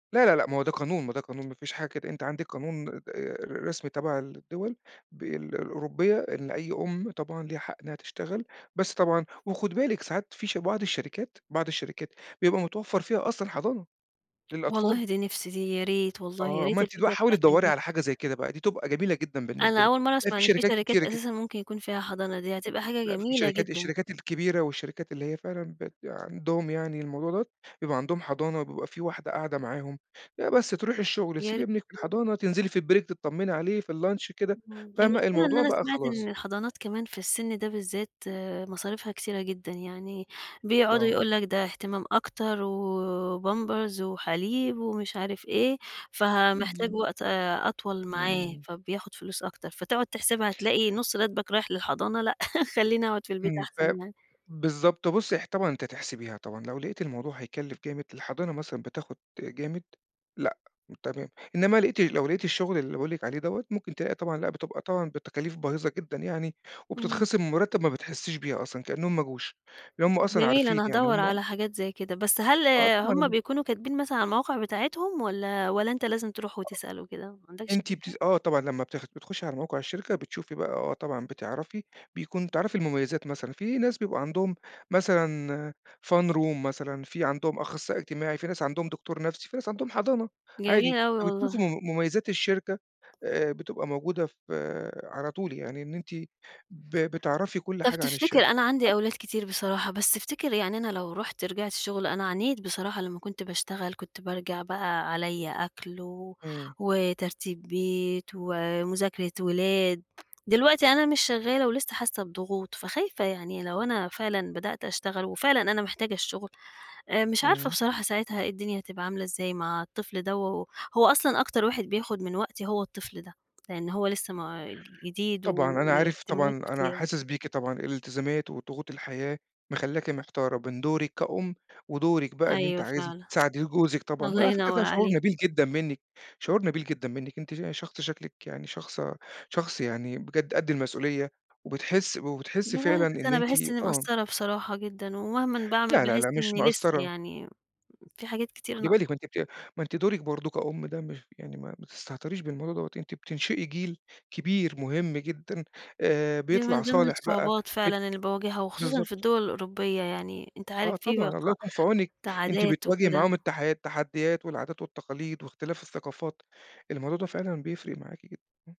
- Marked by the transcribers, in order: tapping; other noise; in English: "البريك"; in English: "الlunch"; chuckle; unintelligible speech; in English: "fun room"
- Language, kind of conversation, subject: Arabic, advice, إزاي ولادة طفلك غيرّت نمط حياتك؟